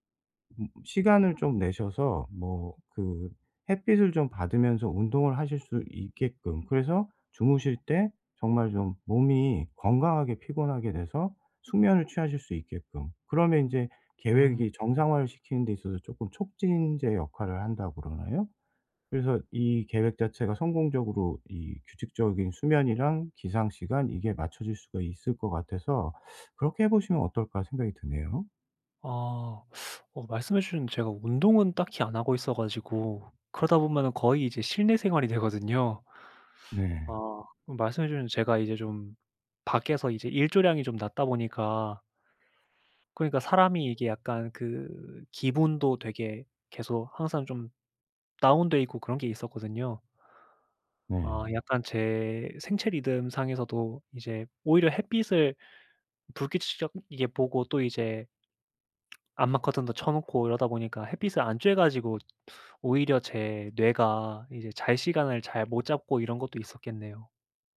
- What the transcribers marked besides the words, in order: other background noise; teeth sucking; teeth sucking; lip smack; tapping
- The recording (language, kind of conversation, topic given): Korean, advice, 아침에 더 개운하게 일어나려면 어떤 간단한 방법들이 있을까요?